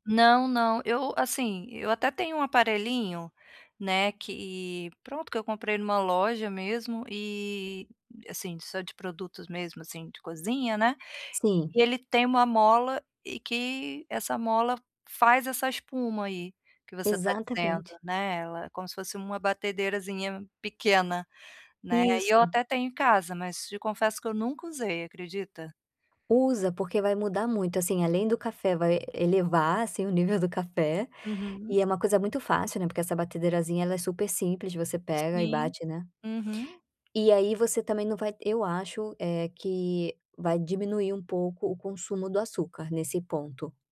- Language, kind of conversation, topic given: Portuguese, advice, Como posso equilibrar praticidade e saúde ao escolher alimentos?
- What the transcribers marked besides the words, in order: tapping